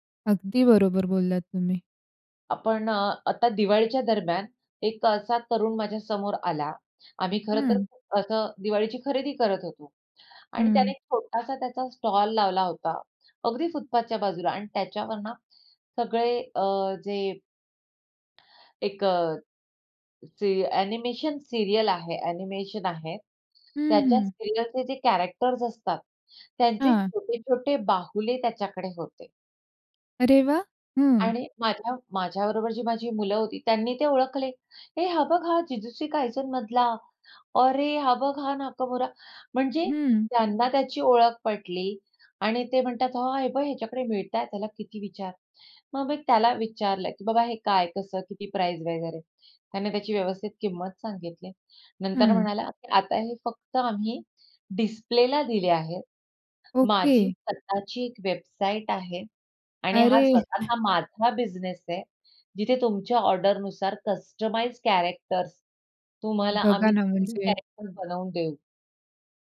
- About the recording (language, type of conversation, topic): Marathi, podcast, आई-वडिलांना तुमच्या करिअरबाबत कोणत्या अपेक्षा असतात?
- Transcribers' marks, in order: in English: "स्टॉल"; in English: "ॲनिमेशन सीरियल"; in English: "ॲनिमेशन"; in English: "सीरियलचे"; in English: "कॅरेक्टर्स"; in English: "प्राईस"; in English: "डिस्प्लेला"; chuckle; in English: "कस्टमाइज्ड कॅरेक्टर्स"; in English: "थ्रीडी कॅरेक्टर"